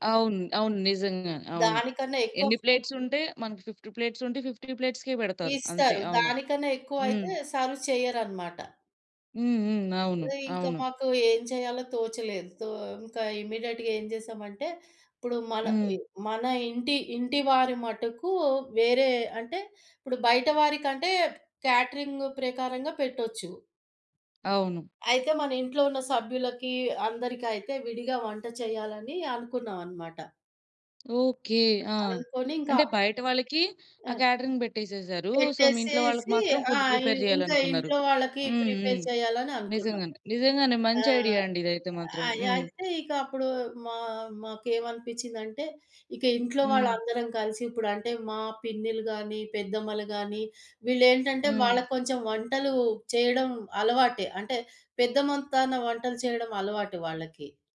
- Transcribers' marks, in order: in English: "ప్లేట్స్"; in English: "ఫూడ్"; in English: "ఫిఫ్టీ ప్లేట్స్"; in English: "ఫిఫ్టీ ప్లేట్స్‌కే"; in English: "సర్వ్"; in English: "ఇమ్మీడియేట్‌గా"; in English: "కాటరింగ్"; tapping; in English: "కేటరింగ్"; in English: "సో"; in English: "ఫుడ్ ప్రిపేర్"; in English: "ప్రిపేర్"; other background noise
- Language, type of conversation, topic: Telugu, podcast, పెద్ద గుంపు కోసం వంటను మీరు ఎలా ప్లాన్ చేస్తారు?